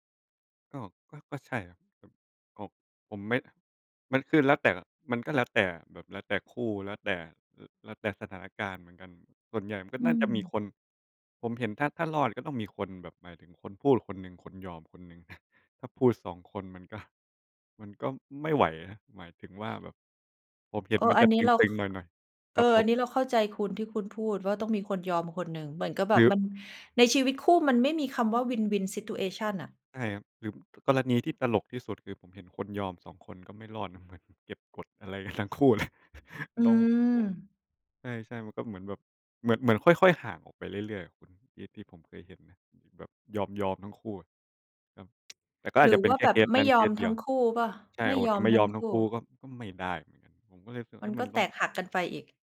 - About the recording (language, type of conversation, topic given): Thai, unstructured, คุณคิดว่าการพูดความจริงแม้จะทำร้ายคนอื่นสำคัญไหม?
- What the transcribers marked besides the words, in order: in English: "win-win situation"; chuckle; tapping